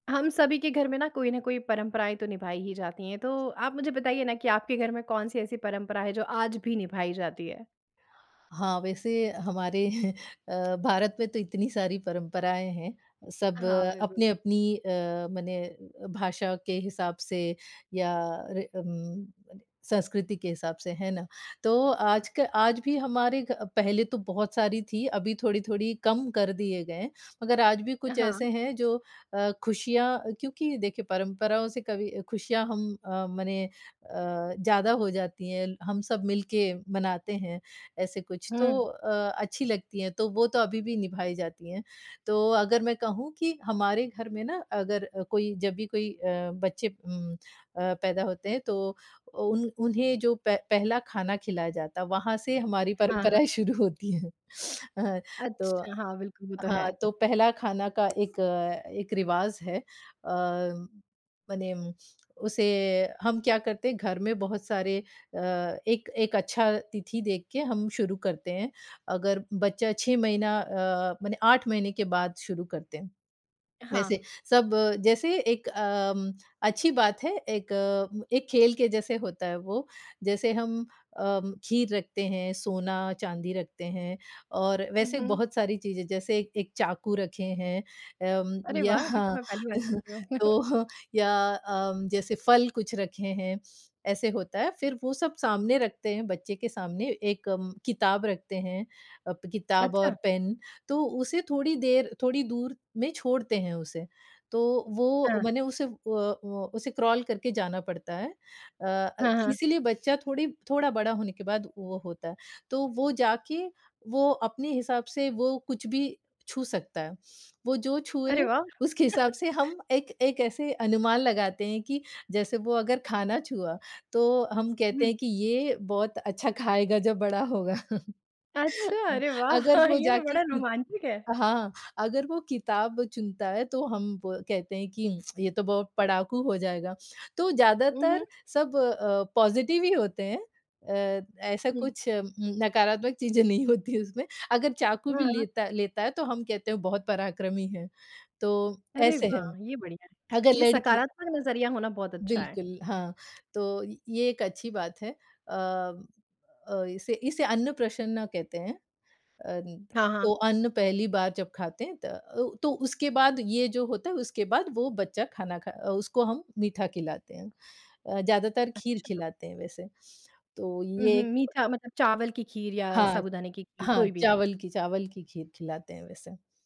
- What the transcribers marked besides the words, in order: chuckle; "बिल्कुल" said as "बिबुल"; laughing while speaking: "परंपराएँ शुरू होती हैं"; laughing while speaking: "यहाँ तो"; chuckle; in English: "क्रॉल"; laugh; laugh; laughing while speaking: "वाह! ये तो बड़ा रोमांचिक"; in English: "पॉज़िटिव"; laughing while speaking: "नहीं होती उसमें"
- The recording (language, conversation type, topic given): Hindi, podcast, आपके घर में कौन-सी पुरानी परंपरा आज भी निभाई जाती है?